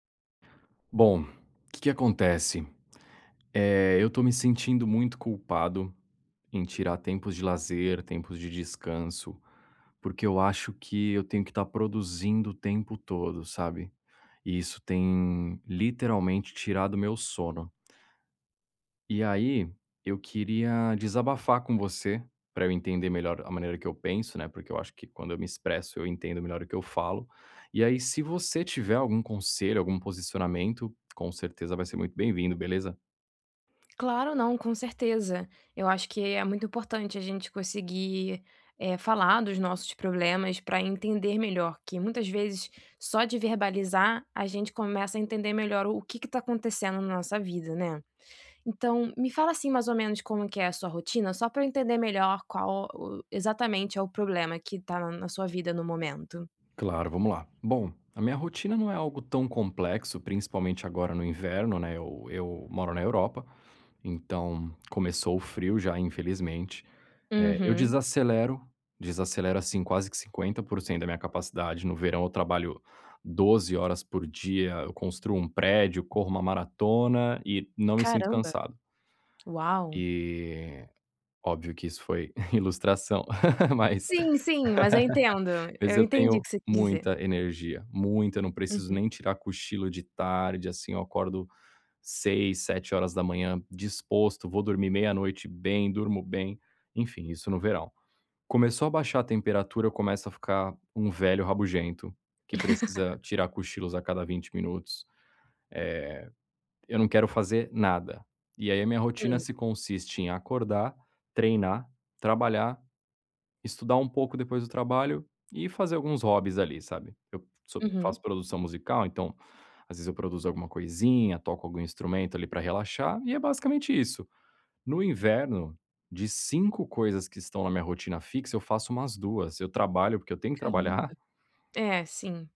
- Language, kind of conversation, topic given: Portuguese, advice, Como posso relaxar e aproveitar meu tempo de lazer sem me sentir culpado?
- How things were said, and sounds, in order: other background noise; tapping; laughing while speaking: "ilustração"; chuckle; chuckle